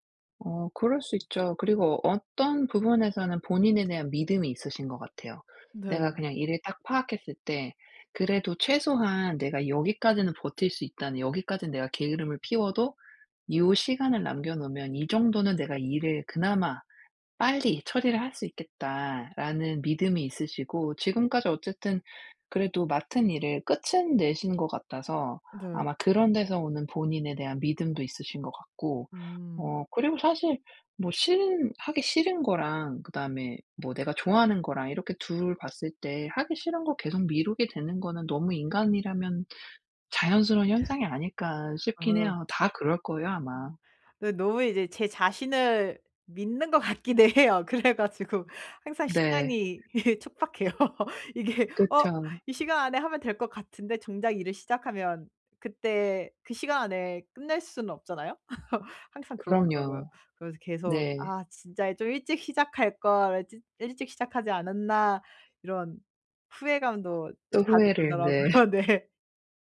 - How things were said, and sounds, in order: other background noise; laughing while speaking: "같기는 해요. 그래 가지고"; laugh; laughing while speaking: "촉박해요"; laugh; laugh; laughing while speaking: "들더라고요. 네"; laugh
- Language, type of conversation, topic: Korean, advice, 어떻게 하면 실패가 두렵지 않게 새로운 도전을 시도할 수 있을까요?